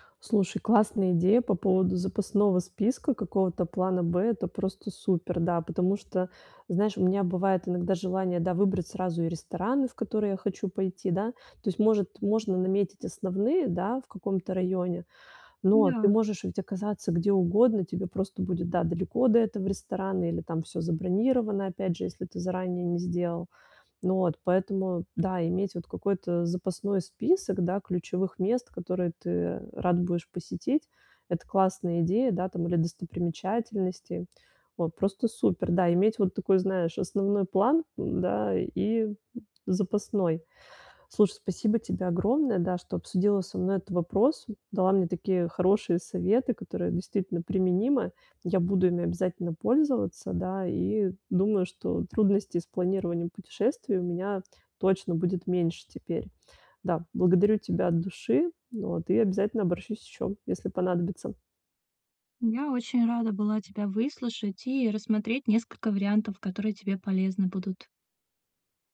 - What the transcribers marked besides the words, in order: none
- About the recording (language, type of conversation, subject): Russian, advice, Как лучше планировать поездки, чтобы не терять время?